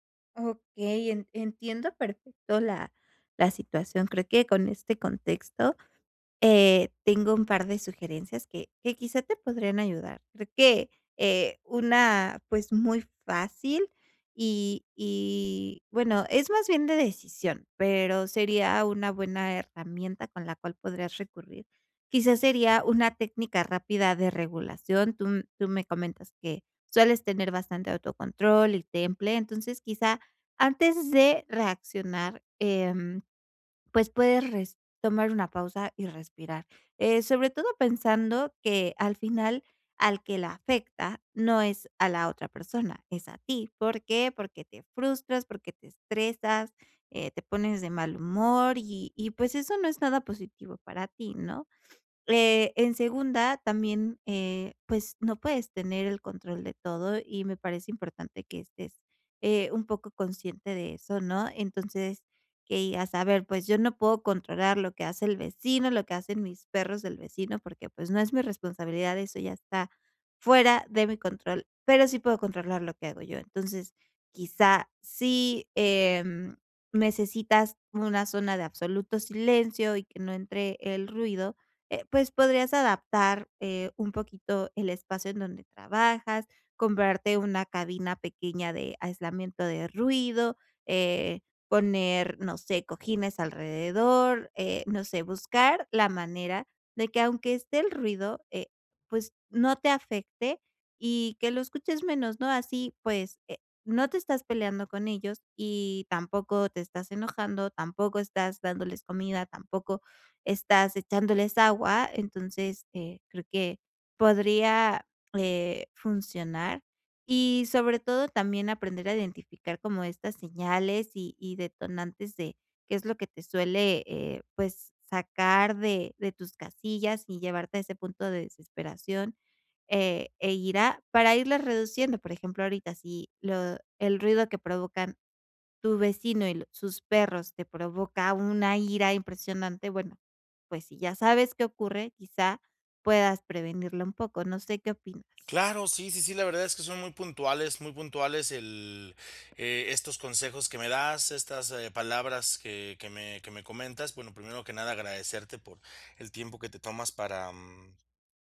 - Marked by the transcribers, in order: none
- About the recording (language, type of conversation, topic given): Spanish, advice, ¿Cómo puedo manejar la ira y la frustración cuando aparecen de forma inesperada?